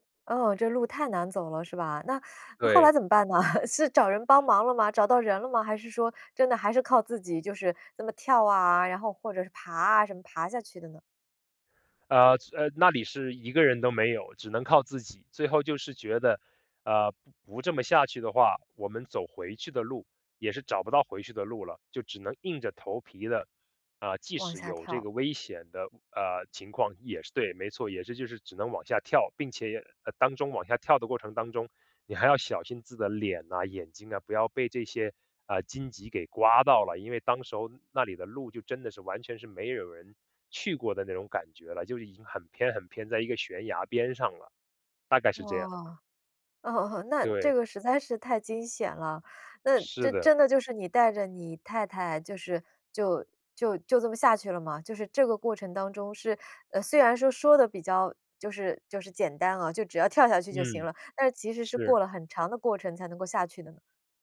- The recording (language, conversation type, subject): Chinese, podcast, 你最难忘的一次迷路经历是什么？
- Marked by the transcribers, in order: chuckle; other background noise